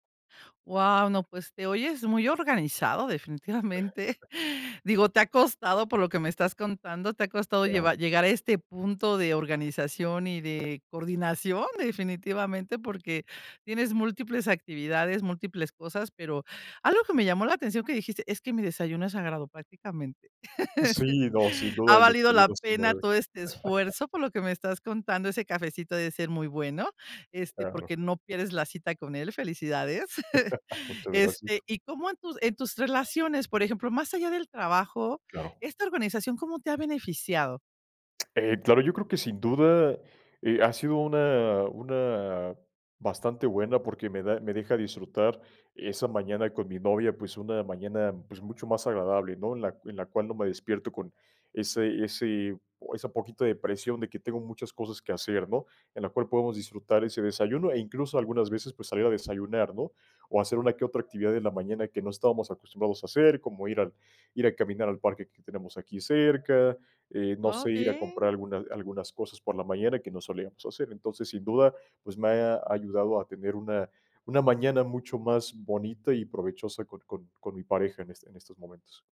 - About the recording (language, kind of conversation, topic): Spanish, podcast, ¿Qué sueles dejar listo la noche anterior?
- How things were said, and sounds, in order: laughing while speaking: "definitivamente"; laugh; chuckle; chuckle; tapping; chuckle; other background noise; other animal sound